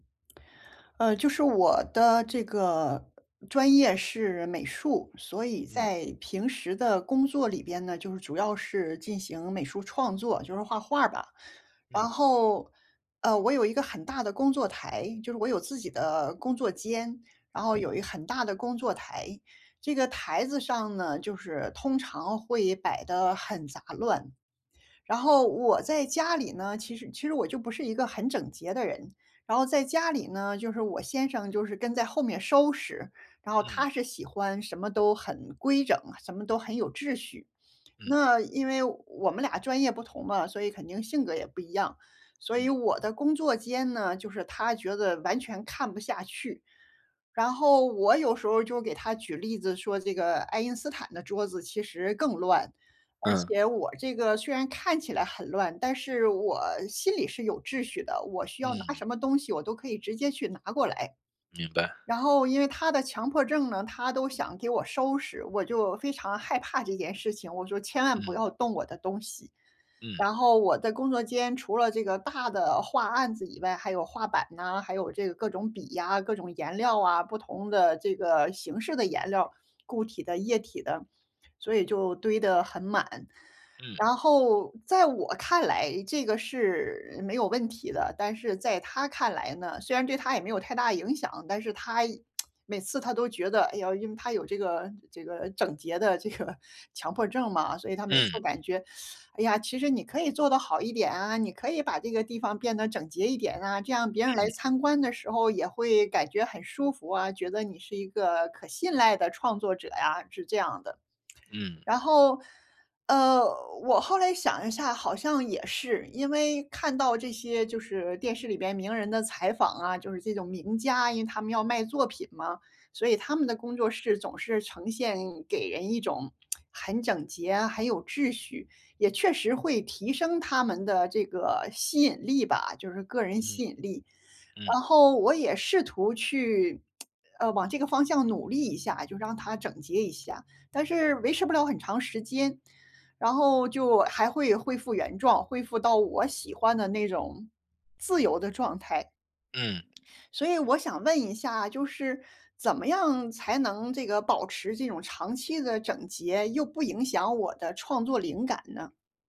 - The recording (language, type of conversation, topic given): Chinese, advice, 你如何长期保持创作空间整洁且富有创意氛围？
- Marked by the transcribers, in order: other background noise; tapping; laughing while speaking: "这个"; teeth sucking; tsk; tsk